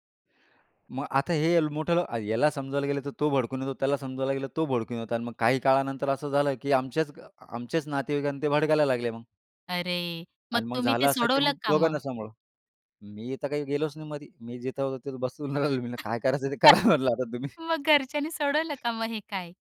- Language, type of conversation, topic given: Marathi, podcast, तुमच्या घरात वेगवेगळ्या संस्कृती एकमेकांत कशा मिसळतात?
- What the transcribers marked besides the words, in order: other background noise; chuckle; laughing while speaking: "मग घरच्यांनी सोडवलं का मग हे काय?"